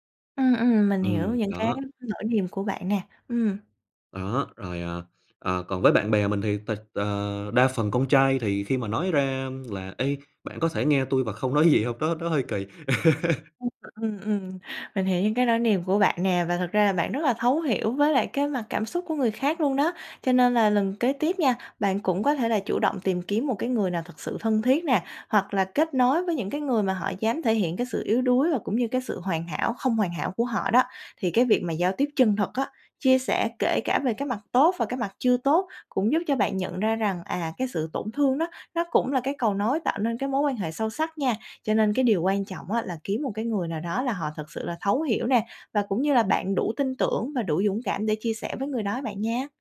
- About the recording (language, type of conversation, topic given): Vietnamese, advice, Bạn cảm thấy áp lực phải luôn tỏ ra vui vẻ và che giấu cảm xúc tiêu cực trước người khác như thế nào?
- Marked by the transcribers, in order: tapping; laughing while speaking: "nói gì hông?"; laugh; other background noise